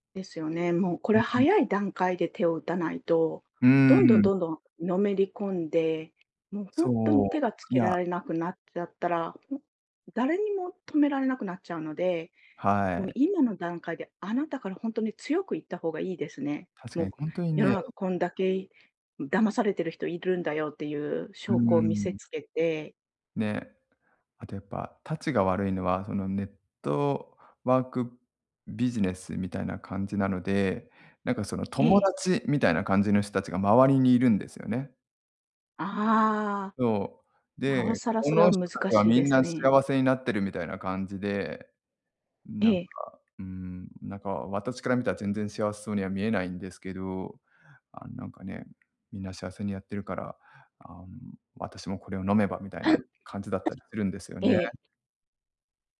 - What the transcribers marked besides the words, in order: other noise; other background noise; unintelligible speech
- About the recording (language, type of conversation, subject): Japanese, advice, 依存症や健康問題のあるご家族への対応をめぐって意見が割れている場合、今どのようなことが起きていますか？